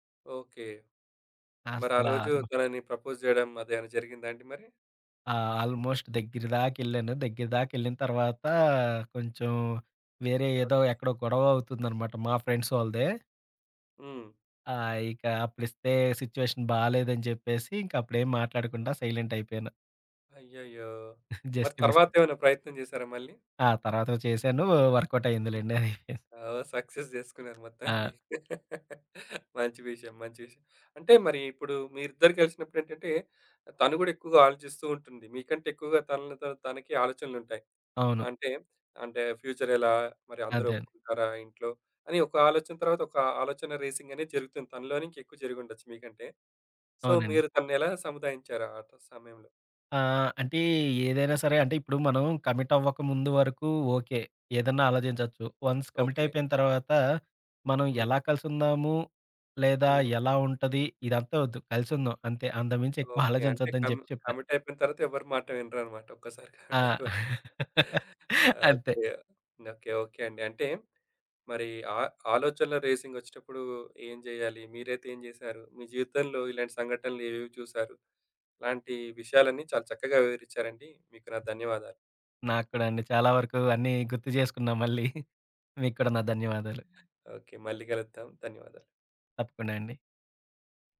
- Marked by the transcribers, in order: in English: "ప్రపోజ్"; in English: "ఆల్మోస్ట్"; in English: "ఫ్రెండ్స్"; in English: "సిట్యుయేషన్"; in English: "సైలెంట్"; giggle; in English: "జస్ట్ మిస్"; in English: "వర్క్‌ఔట్"; laughing while speaking: "అయిందిలెండది"; in English: "సక్సెస్"; chuckle; tapping; in English: "ఫ్యూచర్"; in English: "రేసింగ్"; in English: "సో"; in English: "కమిట్"; in English: "వన్స్ కమిట్"; in English: "కం కమిట్"; laughing while speaking: "కమిట్ అయిపో"; in English: "కమిట్"; chuckle; in English: "రేసింగ్"; other background noise; chuckle
- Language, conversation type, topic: Telugu, podcast, ఆలోచనలు వేగంగా పరుగెత్తుతున్నప్పుడు వాటిని ఎలా నెమ్మదింపచేయాలి?